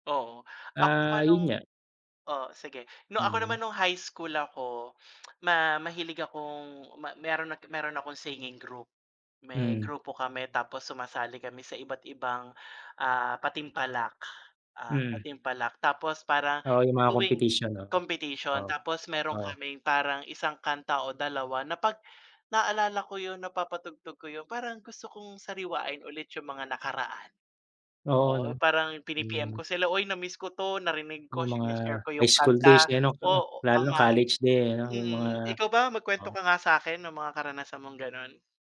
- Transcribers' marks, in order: lip smack
- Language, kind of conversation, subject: Filipino, unstructured, Ano ang paborito mong kanta, at bakit mo ito gusto?